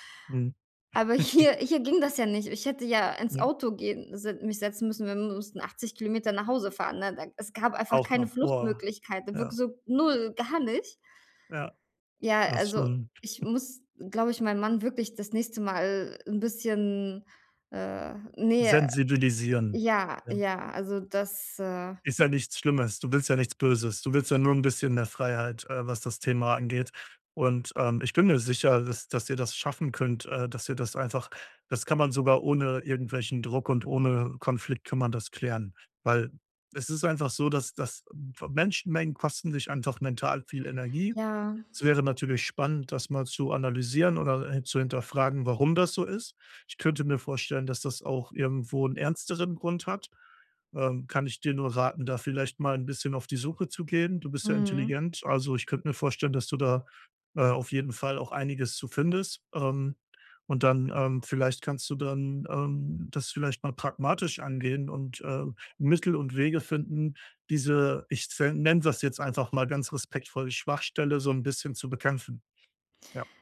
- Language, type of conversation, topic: German, advice, Warum fühle ich mich bei Feiern mit Freunden oft ausgeschlossen?
- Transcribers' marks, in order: chuckle; other background noise